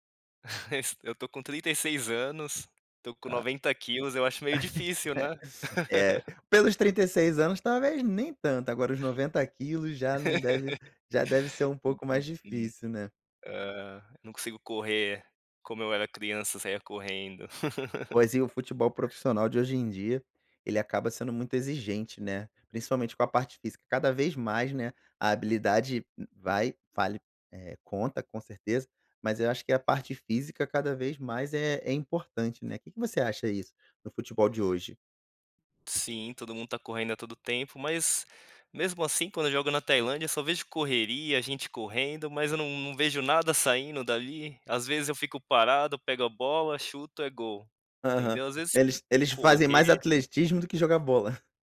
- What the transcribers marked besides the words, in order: chuckle; other background noise; chuckle; laugh
- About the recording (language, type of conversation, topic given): Portuguese, podcast, Que hábito ou hobby da infância você ainda pratica hoje?